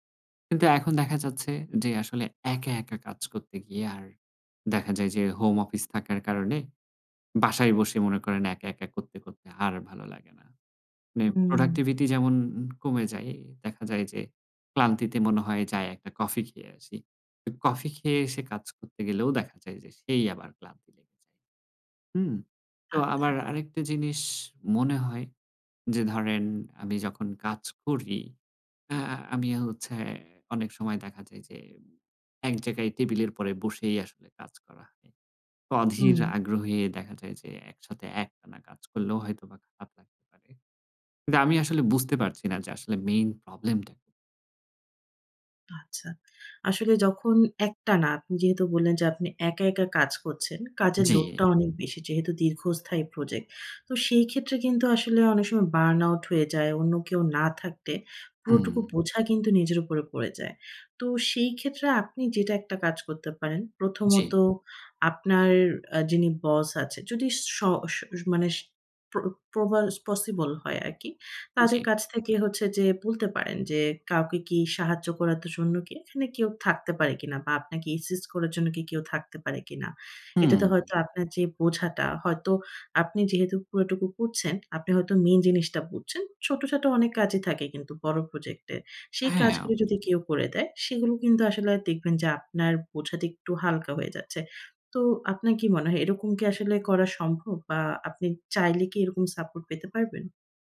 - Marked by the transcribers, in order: in English: "প্রোডাক্টিভিটি"; in English: "মেইন প্রবলেম"; tapping; in English: "বার্ন আউট"; in English: "অ্যাসিস্ট"; other background noise
- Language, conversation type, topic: Bengali, advice, দীর্ঘমেয়াদি প্রকল্পে মনোযোগ ধরে রাখা ক্লান্তিকর লাগছে